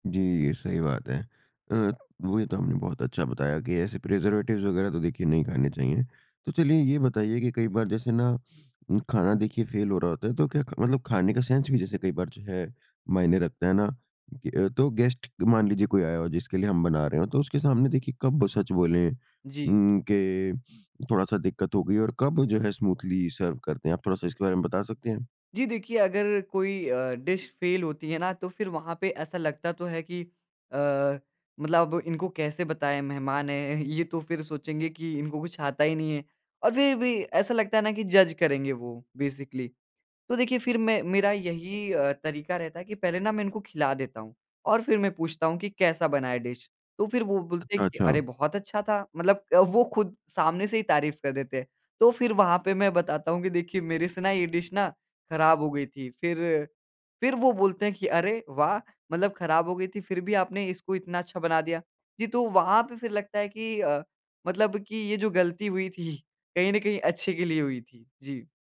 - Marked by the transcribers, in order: in English: "प्रिजर्वेटिव्स"; in English: "सेंस"; in English: "गेस्ट"; in English: "स्मूथली सर्व"; in English: "डिश फेल"; chuckle; in English: "जज़"; in English: "बेसिकली"; in English: "डिश?"; in English: "डिश"; laughing while speaking: "थी"
- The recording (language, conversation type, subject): Hindi, podcast, खराब हो गई रेसिपी को आप कैसे सँवारते हैं?